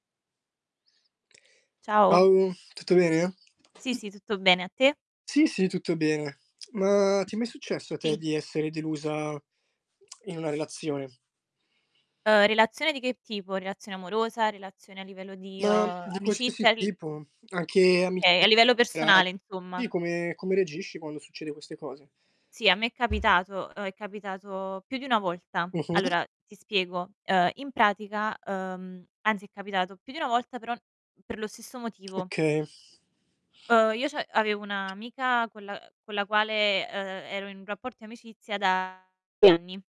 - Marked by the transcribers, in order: static; "Ciao" said as "pau"; other background noise; tapping; tongue click; distorted speech; unintelligible speech
- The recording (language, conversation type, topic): Italian, unstructured, Come reagisci quando qualcuno ti delude?
- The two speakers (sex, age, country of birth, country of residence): female, 25-29, Italy, Italy; male, 20-24, Italy, Italy